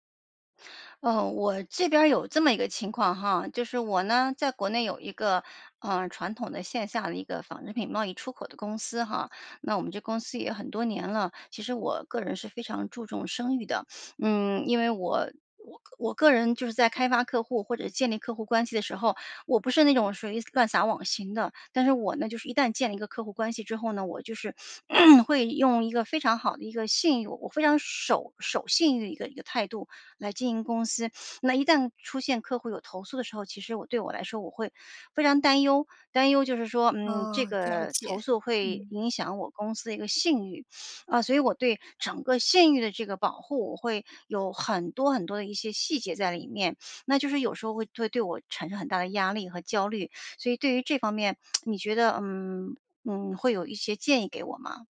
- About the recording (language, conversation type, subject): Chinese, advice, 客户投诉后我该如何应对并降低公司声誉受损的风险？
- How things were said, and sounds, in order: sniff; throat clearing; sniff; sniff; unintelligible speech; sniff; tsk